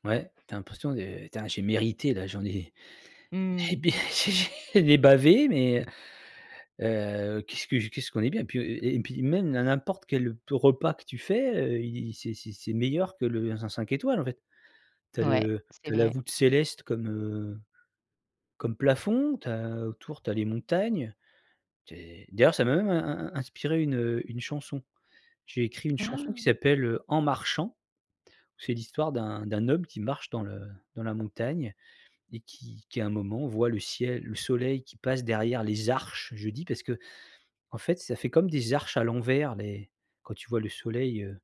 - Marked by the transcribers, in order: laughing while speaking: "beh j'ai j'ai"; gasp; stressed: "arches"
- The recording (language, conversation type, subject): French, podcast, Quelle randonnée t’a vraiment marqué, et pourquoi ?